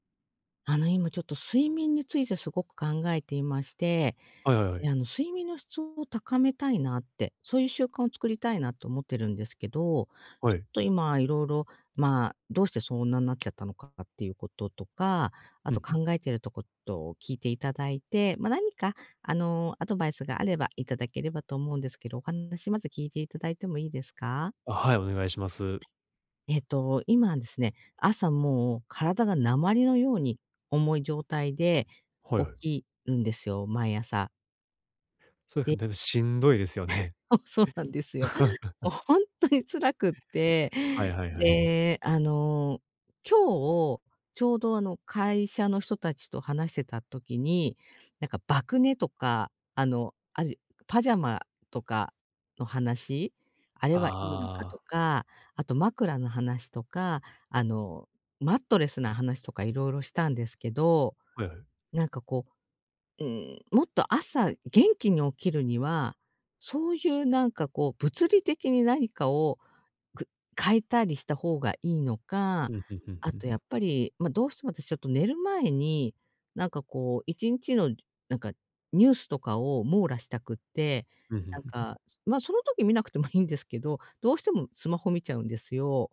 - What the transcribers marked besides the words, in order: chuckle; laughing while speaking: "そ そうなんですよ。お、本当に辛くって"; laugh
- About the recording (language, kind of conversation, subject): Japanese, advice, 睡眠の質を高めて朝にもっと元気に起きるには、どんな習慣を見直せばいいですか？